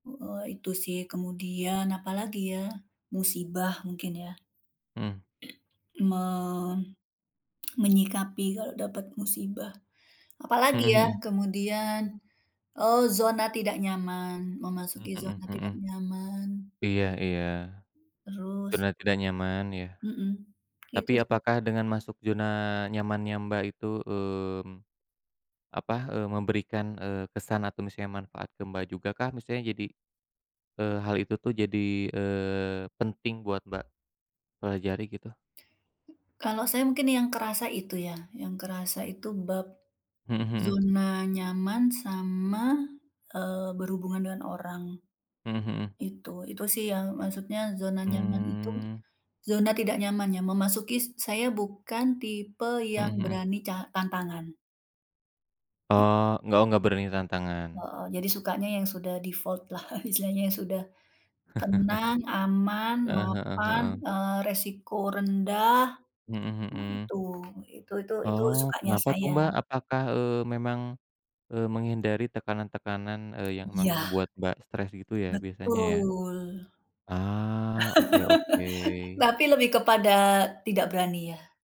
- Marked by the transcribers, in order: tapping; other background noise; hiccup; laughing while speaking: "lah"; chuckle; "membuat" said as "mengbuat"; laugh
- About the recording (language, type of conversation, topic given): Indonesian, unstructured, Apa pelajaran hidup terpenting yang pernah kamu pelajari?